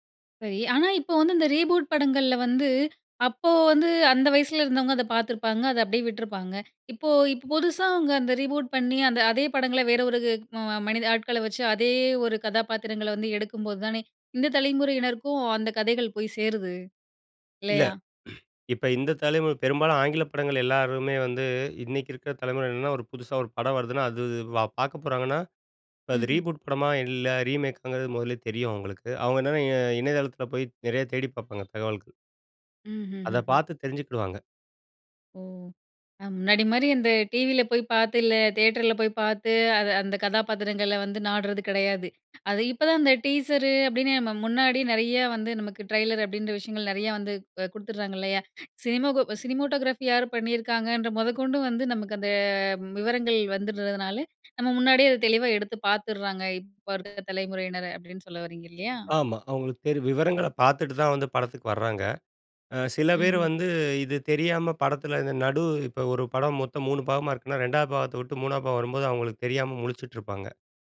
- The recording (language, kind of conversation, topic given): Tamil, podcast, புதிய மறுஉருவாக்கம் அல்லது மறுதொடக்கம் பார்ப்போதெல்லாம் உங்களுக்கு என்ன உணர்வு ஏற்படுகிறது?
- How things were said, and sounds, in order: in English: "ரீபூட்"; other background noise; in English: "ரீபூட்"; in English: "ரீபூட்"; in English: "ரீமேக்காங்கிறது"; horn; in English: "டீசரு"; in English: "ட்ரெய்லர்"; inhale; in English: "சினிமாட்டோகிராஃபி"; "பண்ணியிருக்காங்கன்றது" said as "பண்ணியிருக்காங்கன்ற"; drawn out: "அந்த"; inhale